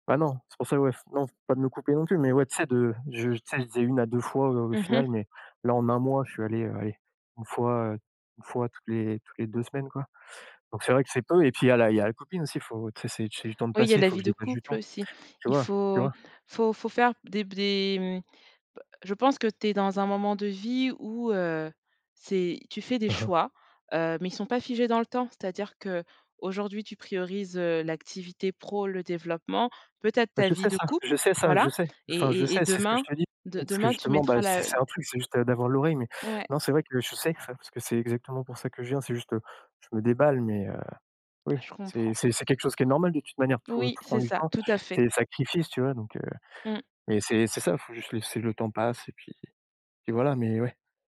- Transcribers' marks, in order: tapping
- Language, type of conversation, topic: French, advice, Comment gérer des commentaires négatifs publics sur les réseaux sociaux ?